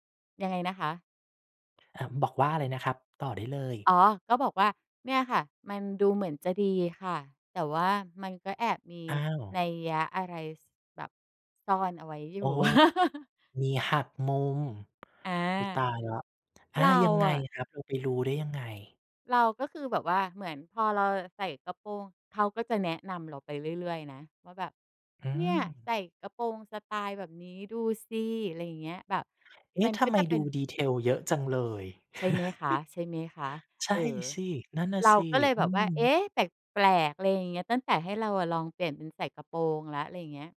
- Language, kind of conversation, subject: Thai, podcast, คุณเคยเปลี่ยนสไตล์ของตัวเองเพราะใครหรือเพราะอะไรบ้างไหม?
- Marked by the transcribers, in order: tapping; laugh; other background noise; chuckle